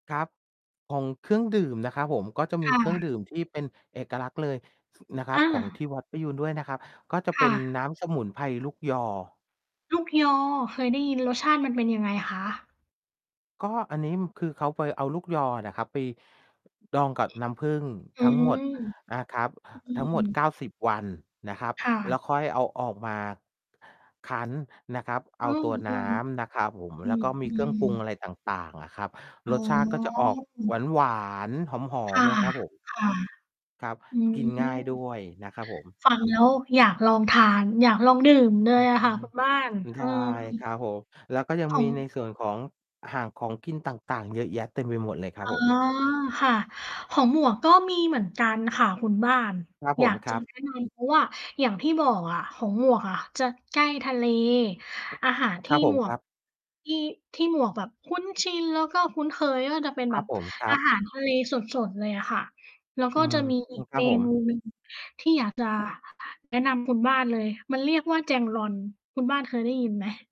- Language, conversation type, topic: Thai, unstructured, งานเทศกาลหรือกิจกรรมที่เพิ่งเกิดขึ้นมีอะไรน่าสนใจบ้าง?
- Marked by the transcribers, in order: other background noise; static; distorted speech; tapping; mechanical hum